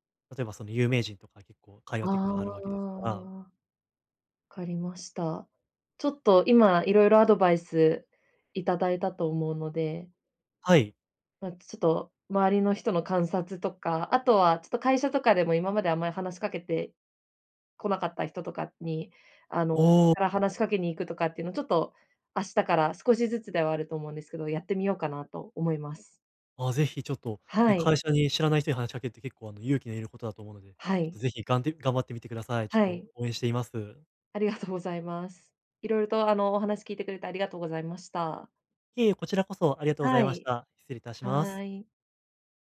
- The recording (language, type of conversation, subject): Japanese, advice, グループの集まりで、どうすれば自然に会話に入れますか？
- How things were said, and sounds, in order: drawn out: "ああ"; joyful: "おお"; other background noise